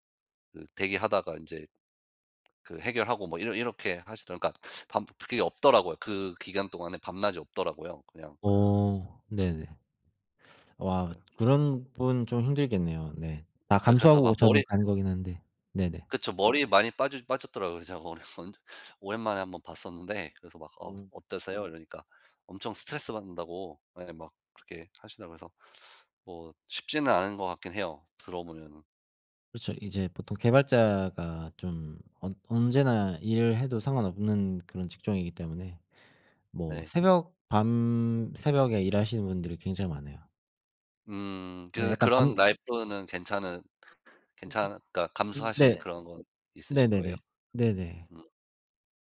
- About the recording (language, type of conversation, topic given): Korean, unstructured, 당신이 이루고 싶은 가장 큰 목표는 무엇인가요?
- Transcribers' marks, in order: other background noise; teeth sucking; laughing while speaking: "언 언제 오랜만"